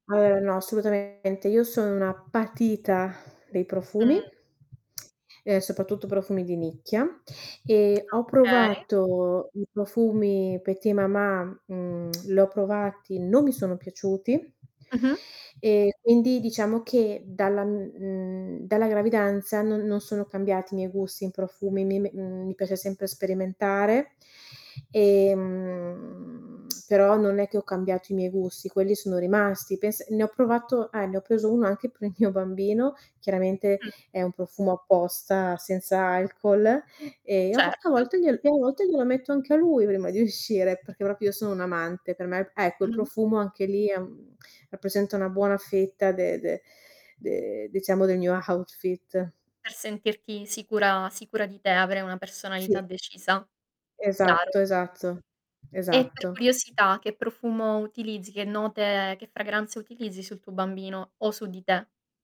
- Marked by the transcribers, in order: other background noise; distorted speech; stressed: "patita"; tongue click; lip smack; drawn out: "ehm"; lip smack; laughing while speaking: "il mio"; "outfit" said as "hautfit"
- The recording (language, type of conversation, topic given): Italian, podcast, Che cosa ti fa sentire più sicuro quando ti vesti?
- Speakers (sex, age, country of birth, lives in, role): female, 25-29, Italy, Italy, host; female, 30-34, Italy, Italy, guest